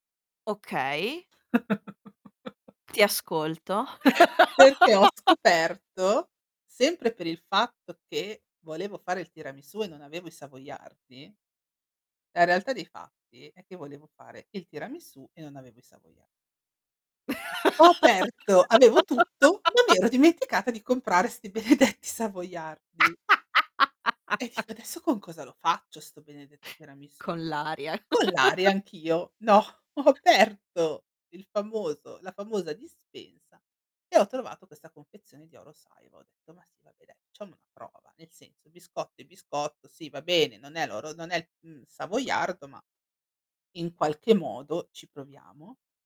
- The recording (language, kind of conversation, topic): Italian, podcast, Quando è stata la volta in cui cucinare è diventato per te un gesto di cura?
- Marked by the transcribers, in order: chuckle; laugh; laugh; laughing while speaking: "benedetti"; laugh; chuckle; laughing while speaking: "No"